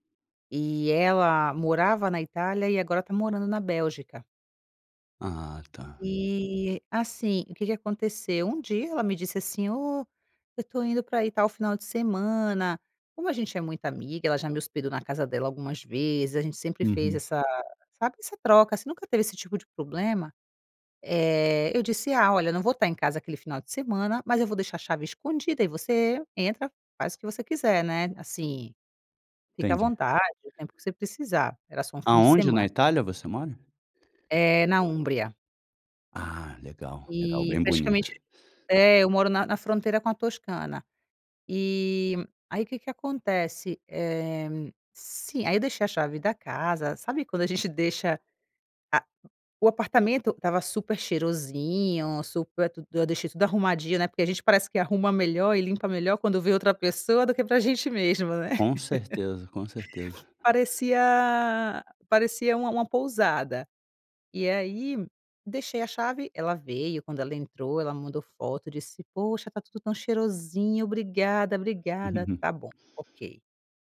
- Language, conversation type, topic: Portuguese, advice, Como devo confrontar um amigo sobre um comportamento incômodo?
- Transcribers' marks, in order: laugh; giggle